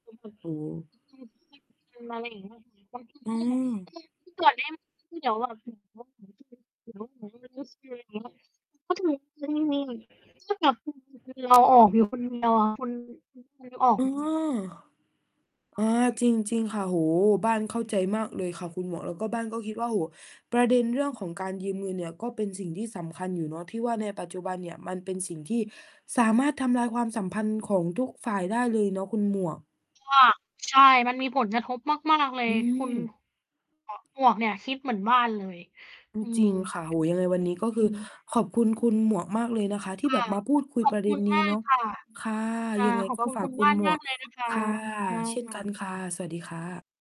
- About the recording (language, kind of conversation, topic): Thai, unstructured, คุณคิดอย่างไรเมื่อเพื่อนมาขอยืมเงินแต่ไม่คืน?
- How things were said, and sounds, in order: unintelligible speech; distorted speech; unintelligible speech; unintelligible speech; unintelligible speech; unintelligible speech; unintelligible speech; other noise